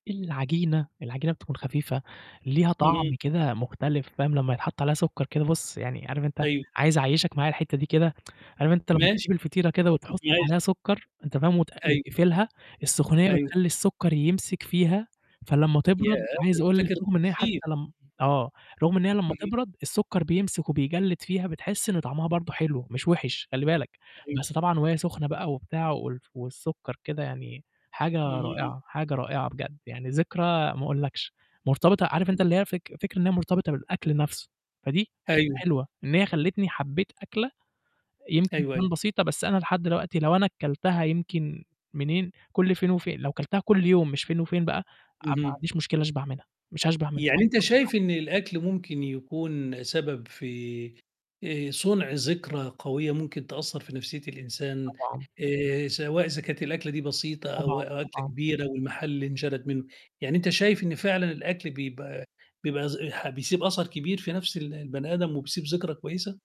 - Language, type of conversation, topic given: Arabic, podcast, إيه الذكرى اللي من طفولتك ولسه مأثرة فيك، وإيه اللي حصل فيها؟
- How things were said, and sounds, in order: tsk; chuckle; tapping; other noise; unintelligible speech; mechanical hum